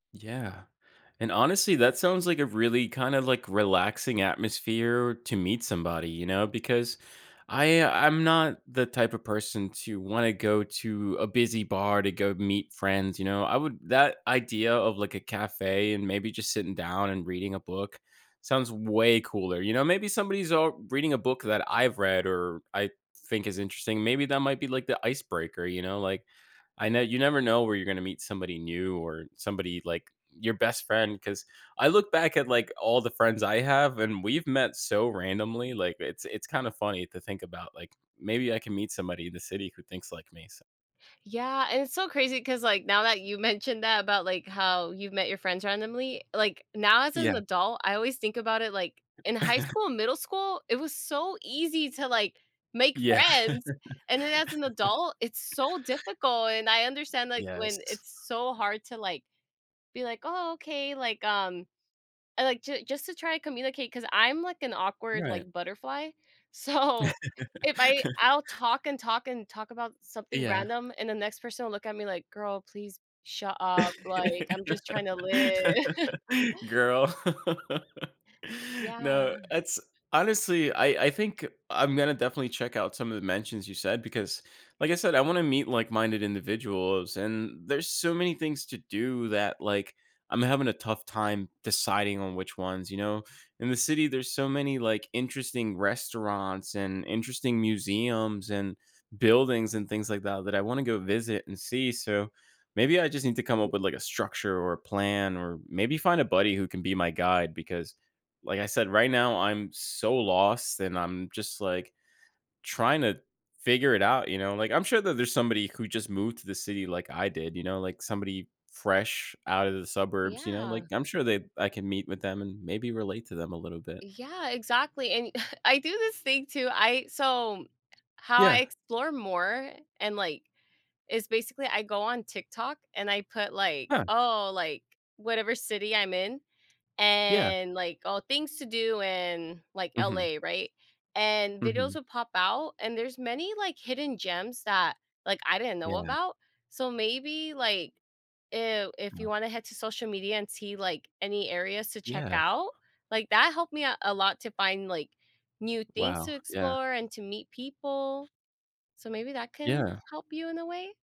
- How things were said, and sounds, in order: chuckle; chuckle; chuckle; laughing while speaking: "so"; laugh; drawn out: "li"; chuckle; other background noise; chuckle
- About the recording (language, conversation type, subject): English, advice, How can I settle into living alone and cope with feelings of loneliness?
- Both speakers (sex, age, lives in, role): female, 25-29, United States, advisor; male, 30-34, United States, user